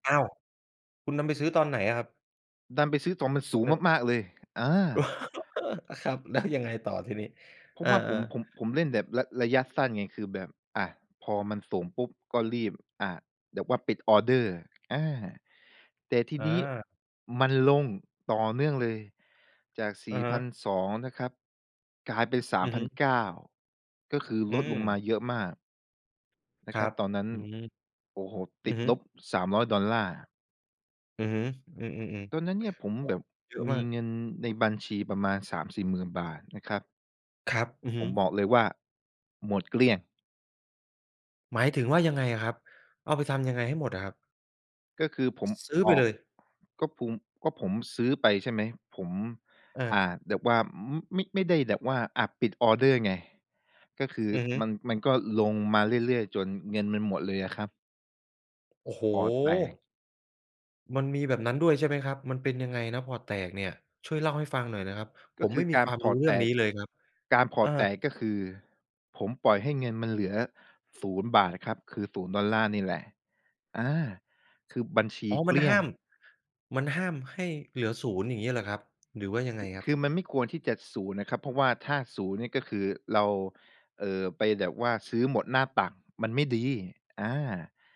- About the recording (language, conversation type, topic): Thai, podcast, ทำยังไงถึงจะหาแรงจูงใจได้เมื่อรู้สึกท้อ?
- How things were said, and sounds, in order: chuckle; laughing while speaking: "แล้วยังไง"